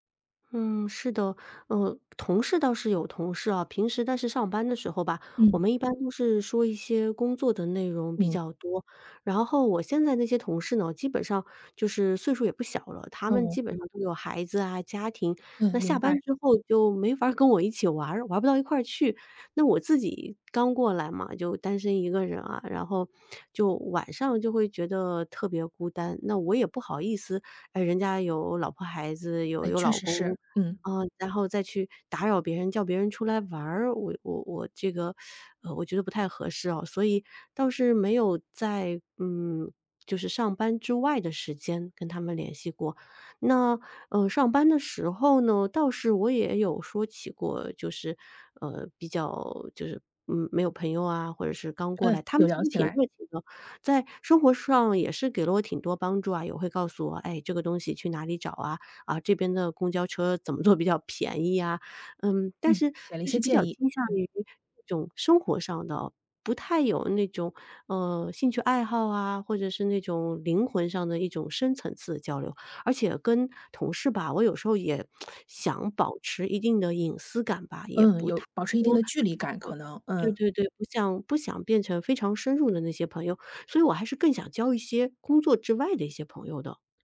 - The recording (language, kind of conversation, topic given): Chinese, advice, 我在重建社交圈时遇到困难，不知道该如何结交新朋友？
- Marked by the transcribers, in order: teeth sucking; tsk